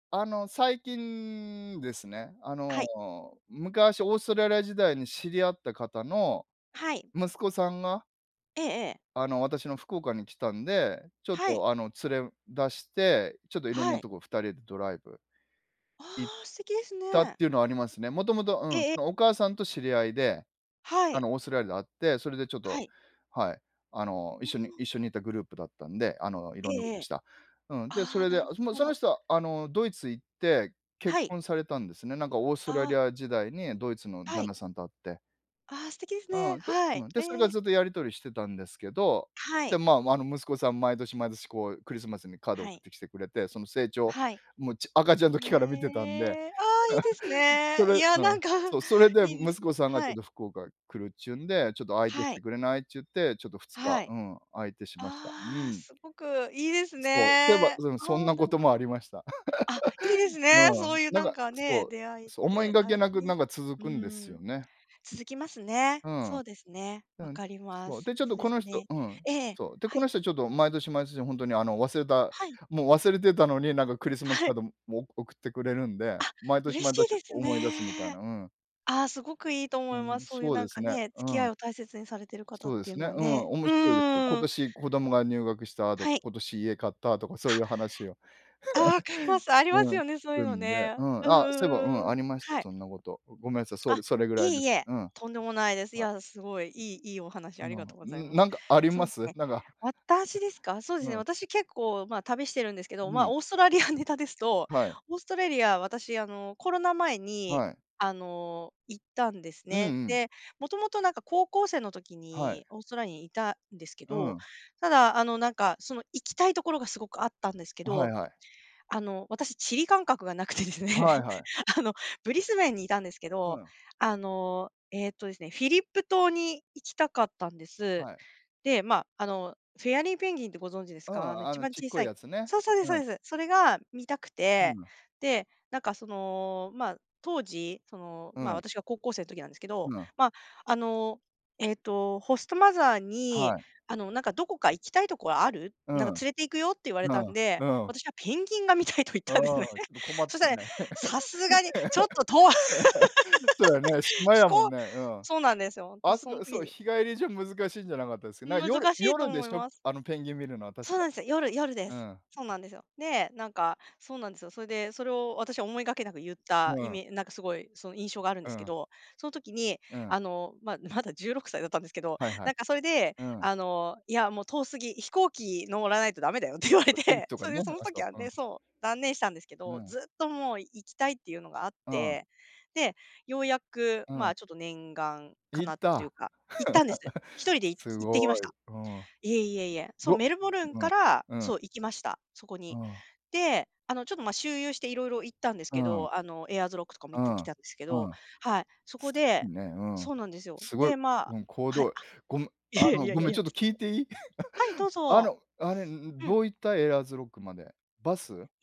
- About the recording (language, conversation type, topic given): Japanese, unstructured, 旅行先で思いがけない出会いをしたことはありますか？
- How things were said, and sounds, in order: tapping; drawn out: "へえ"; chuckle; laugh; laugh; other noise; laughing while speaking: "なくてですね"; laugh; laughing while speaking: "見たいと言ったんですね"; laugh; laughing while speaking: "ちょっと遠"; laugh; unintelligible speech; laughing while speaking: "って言われて"; chuckle; chuckle